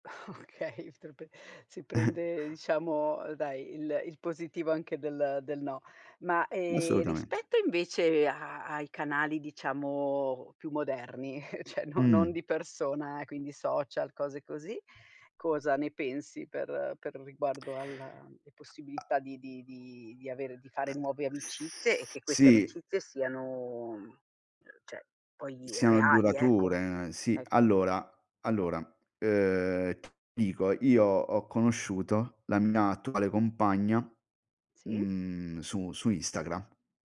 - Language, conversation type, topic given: Italian, podcast, Quali consigli daresti a chi vuole fare nuove amicizie?
- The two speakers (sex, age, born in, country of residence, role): female, 50-54, Italy, Italy, host; male, 45-49, Italy, Italy, guest
- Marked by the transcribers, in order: laughing while speaking: "Okay"; chuckle; drawn out: "diciamo"; chuckle; "cioè" said as "ceh"; tapping; other noise; siren; drawn out: "siano"; "cioè" said as "ceh"; drawn out: "ehm"